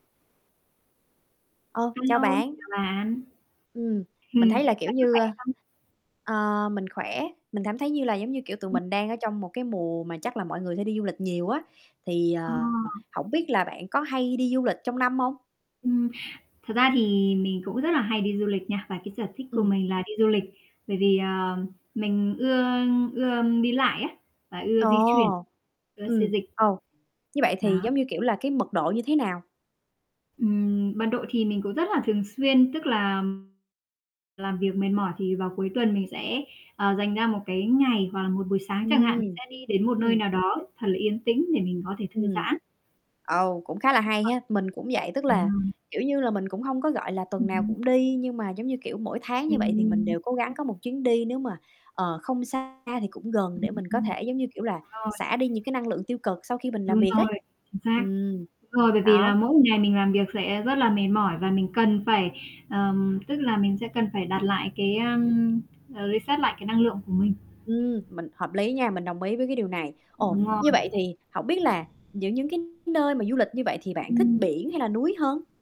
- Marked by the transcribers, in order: static; laughing while speaking: "Ừm"; distorted speech; tapping; other background noise; unintelligible speech; other noise; other street noise; in English: "reset"
- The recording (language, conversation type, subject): Vietnamese, unstructured, Bạn thích đi du lịch biển hay du lịch núi hơn?